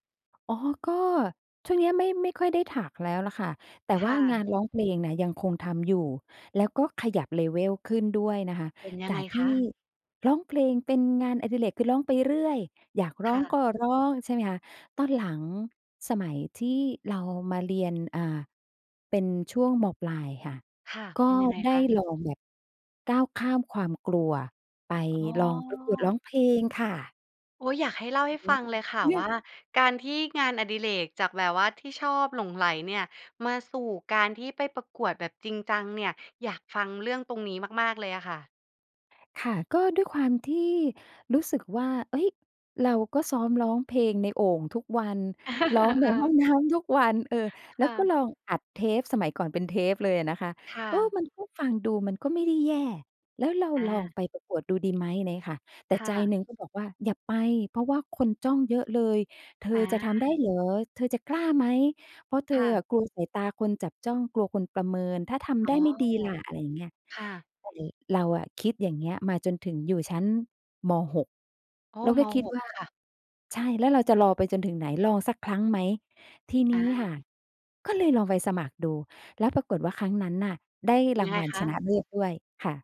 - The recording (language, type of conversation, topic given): Thai, podcast, งานอดิเรกที่คุณหลงใหลมากที่สุดคืออะไร และเล่าให้ฟังหน่อยได้ไหม?
- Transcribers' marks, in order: tapping; in English: "level"; other background noise; laughing while speaking: "ห้องน้ำ"; chuckle